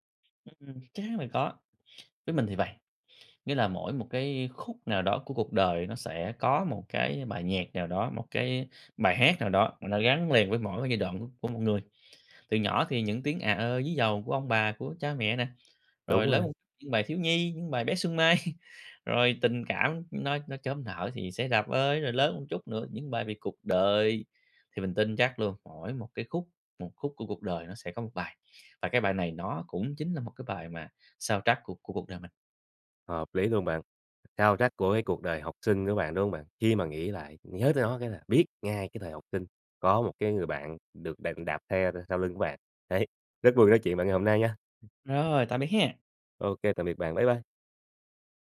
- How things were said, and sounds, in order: "ví" said as "dí"; laugh; in English: "sao trắc"; "soundtrack" said as "sao trắc"; in English: "sao trắc"; "Soundtrack" said as "sao trắc"; tapping
- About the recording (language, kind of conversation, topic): Vietnamese, podcast, Bài hát nào luôn chạm đến trái tim bạn mỗi khi nghe?